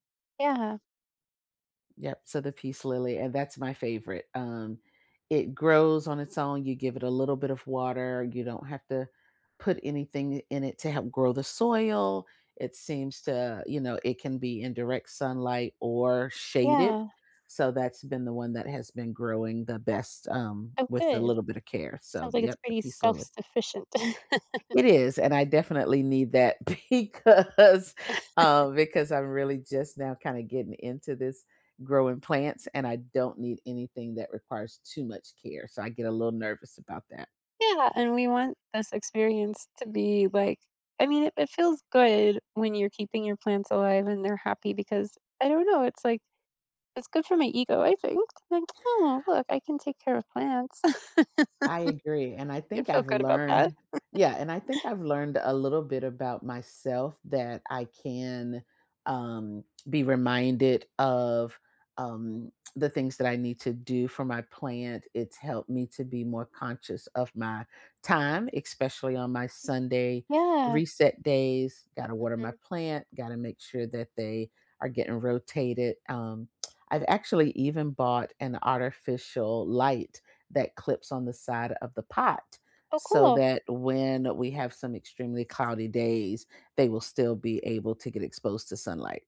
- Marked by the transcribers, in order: other background noise; laugh; laughing while speaking: "because"; laugh; laugh
- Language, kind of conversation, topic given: English, unstructured, What hobbies have you picked up recently?
- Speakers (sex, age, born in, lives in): female, 55-59, United States, United States; female, 55-59, United States, United States